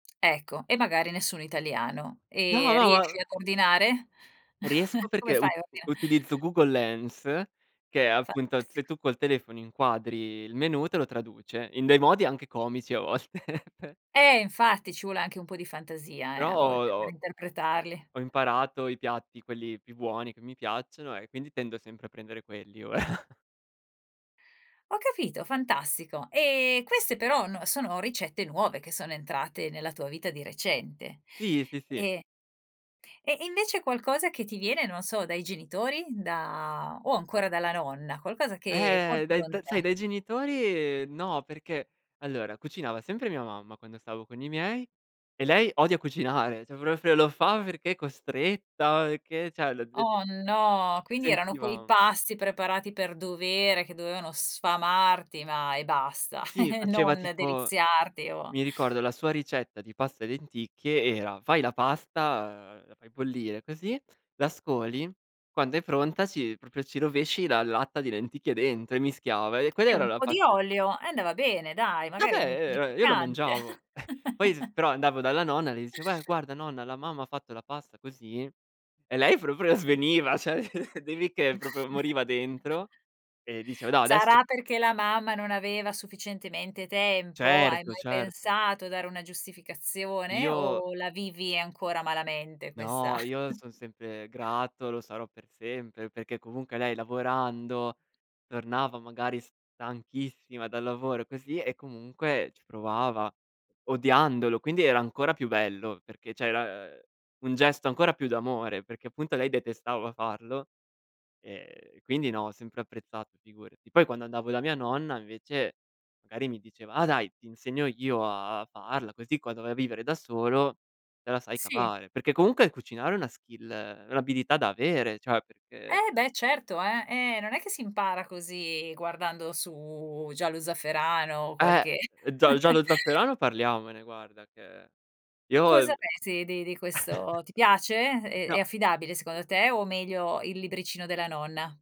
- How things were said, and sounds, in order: tapping; chuckle; chuckle; chuckle; "cioè" said as "ceh"; other background noise; laugh; chuckle; laughing while speaking: "E lei proprio sveniva, ceh"; "cioè" said as "ceh"; laugh; chuckle; chuckle; "cioè" said as "ceh"; in English: "skill"; "cioè" said as "ceh"; chuckle; chuckle
- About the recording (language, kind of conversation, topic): Italian, podcast, Che ruolo hanno le ricette di famiglia tramandate nella tua vita?